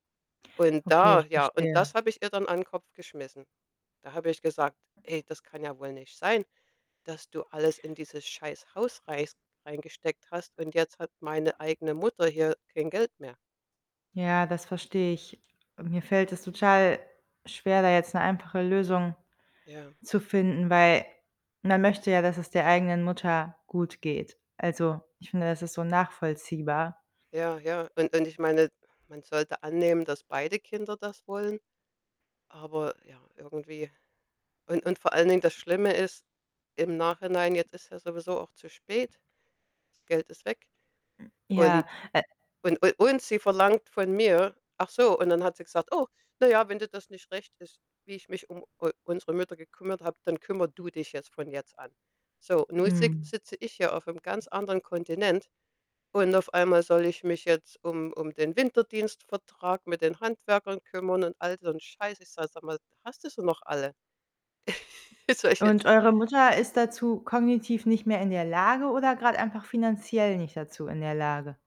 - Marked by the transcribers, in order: distorted speech; tapping; static; other background noise; stressed: "du"; chuckle
- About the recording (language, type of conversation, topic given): German, advice, Wie kannst du mit Kommunikationskälte und Rückzug nach einem großen Streit mit einem Familienmitglied umgehen?